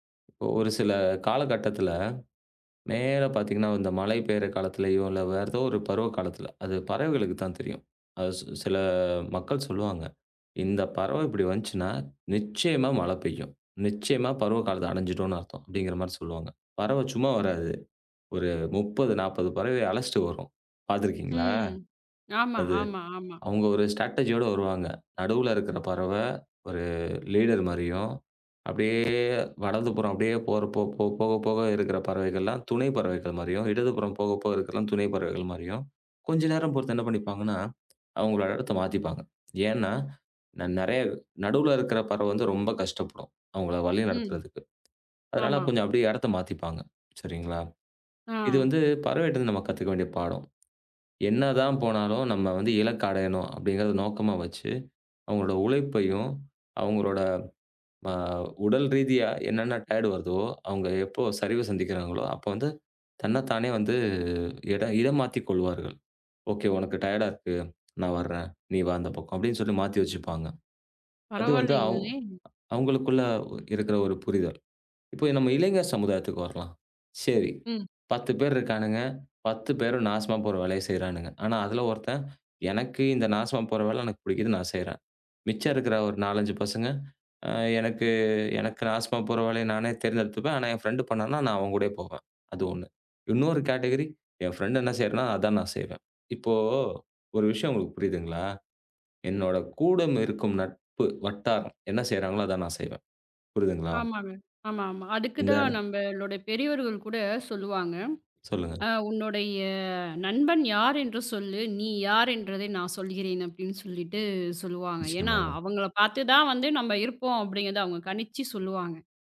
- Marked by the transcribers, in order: in English: "ஸ்ட்ரேடஜி"; in English: "லீடர்"; other noise; in English: "டயர்டு"; in English: "ஓகே"; in English: "டயர்டா"; in English: "ஃப்ரெண்ட்"; in English: "கேட்டகிரி"; in English: "ஃப்ரெண்ட்"; "என்பதை" said as "என்றதை"
- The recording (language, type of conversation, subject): Tamil, podcast, இளைஞர்களை சமுதாயத்தில் ஈடுபடுத்த என்ன செய்யலாம்?